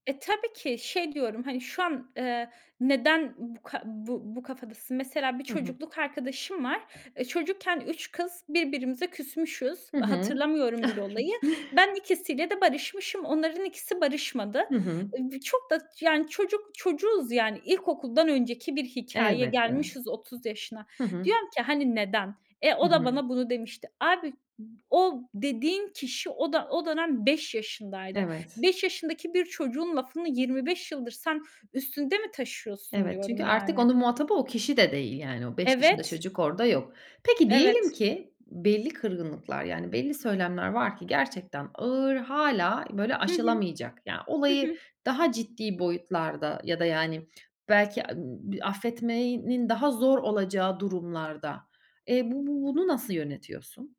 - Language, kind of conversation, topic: Turkish, podcast, Kendini özgün hissetmek için neler yaparsın?
- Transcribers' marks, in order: tapping; chuckle; other background noise